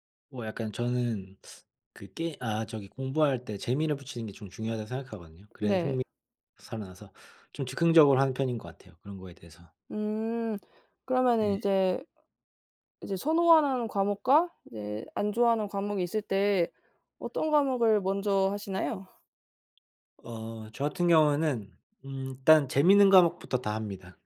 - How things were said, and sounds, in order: teeth sucking; tapping; background speech
- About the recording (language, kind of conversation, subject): Korean, unstructured, 어떻게 하면 공부에 대한 흥미를 잃지 않을 수 있을까요?